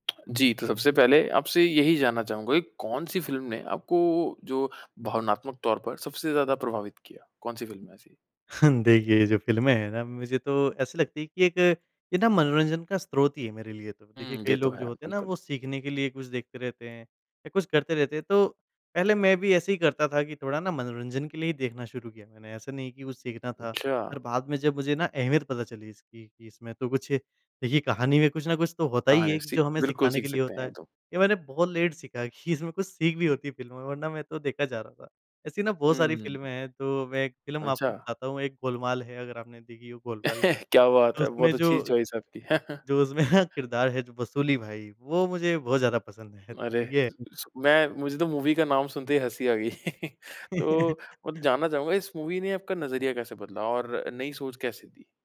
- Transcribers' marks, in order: tapping; other background noise; laughing while speaking: "हाँ"; in English: "लेट"; chuckle; in English: "चॉइस"; laughing while speaking: "उसमें"; chuckle; unintelligible speech; in English: "मूवी"; chuckle; in English: "मूवी"
- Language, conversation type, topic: Hindi, podcast, कौन-सी फिल्म ने आपकी सोच या भावनाओं को बदल दिया, और क्यों?